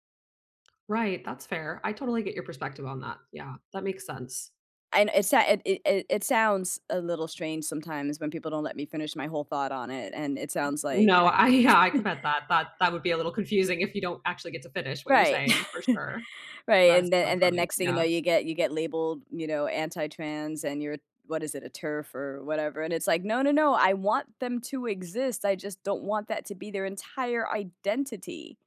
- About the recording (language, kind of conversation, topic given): English, unstructured, What was the last thing you binged, and what about it grabbed you personally and kept you watching?
- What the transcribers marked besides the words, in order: tapping; laughing while speaking: "I yeah"; chuckle; chuckle; other background noise